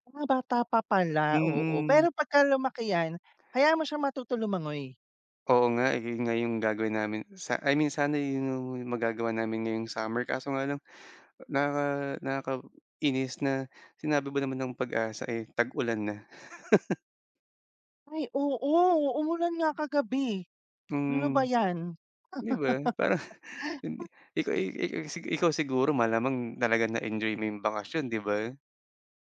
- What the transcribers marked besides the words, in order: laugh; other background noise; laughing while speaking: "parang"; laugh
- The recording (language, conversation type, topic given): Filipino, unstructured, Ano ang paborito mong libangan tuwing bakasyon?